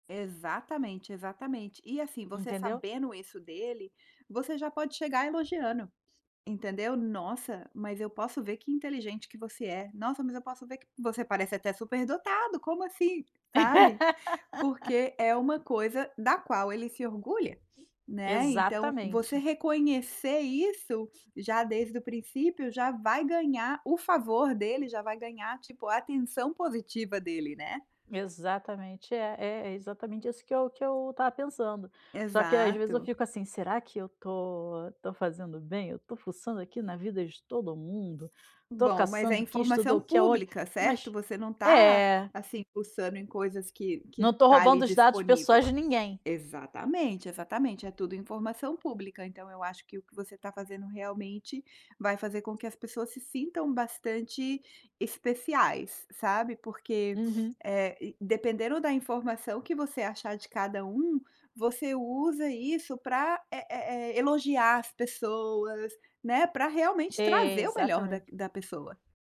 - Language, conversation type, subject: Portuguese, advice, Como posso antecipar obstáculos potenciais que podem atrapalhar meus objetivos?
- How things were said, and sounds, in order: laugh; other background noise